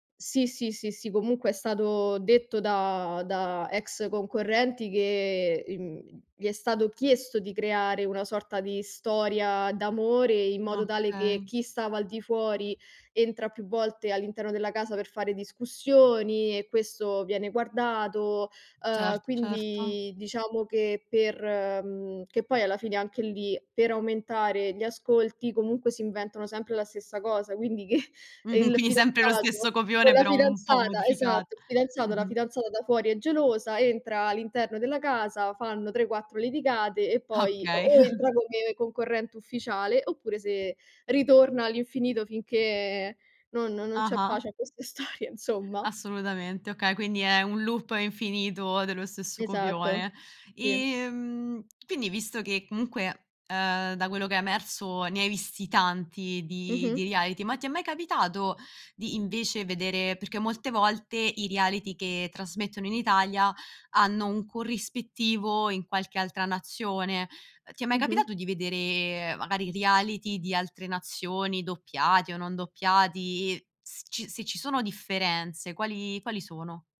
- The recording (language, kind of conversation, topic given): Italian, podcast, Come spiegheresti perché i reality show esercitano tanto fascino?
- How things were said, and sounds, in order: laughing while speaking: "che"; chuckle; laughing while speaking: "storia"; in English: "loop"